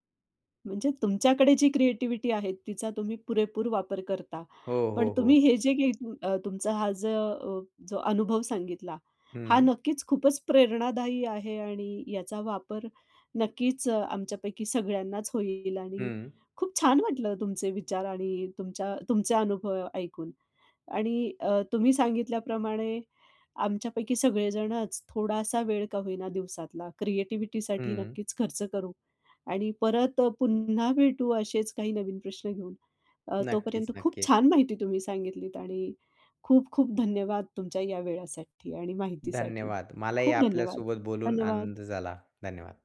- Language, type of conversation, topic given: Marathi, podcast, दररोज सर्जनशील कामांसाठी थोडा वेळ तुम्ही कसा काढता?
- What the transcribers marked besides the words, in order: other background noise; tapping